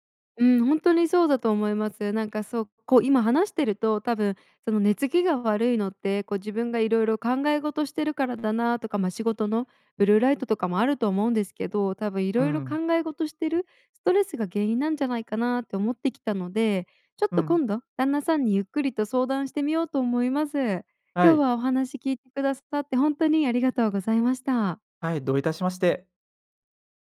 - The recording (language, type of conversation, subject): Japanese, advice, 布団に入ってから寝つけずに長時間ゴロゴロしてしまうのはなぜですか？
- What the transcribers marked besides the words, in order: none